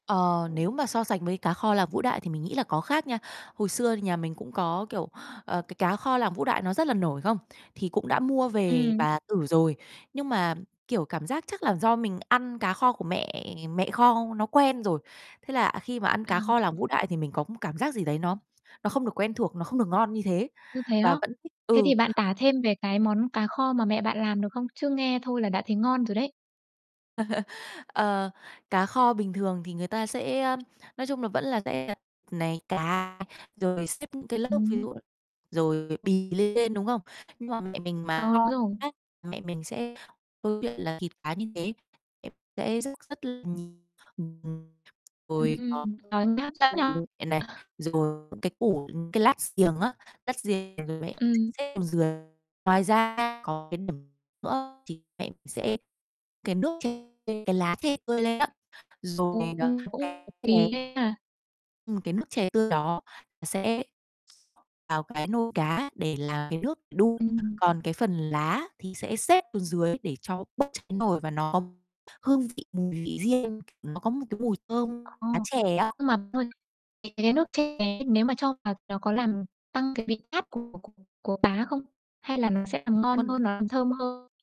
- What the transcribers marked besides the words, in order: distorted speech; other background noise; laugh; unintelligible speech; unintelligible speech; tapping; unintelligible speech; unintelligible speech; chuckle; unintelligible speech; unintelligible speech; unintelligible speech
- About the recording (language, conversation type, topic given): Vietnamese, podcast, Tết ở nhà bạn thường có những món quen thuộc nào?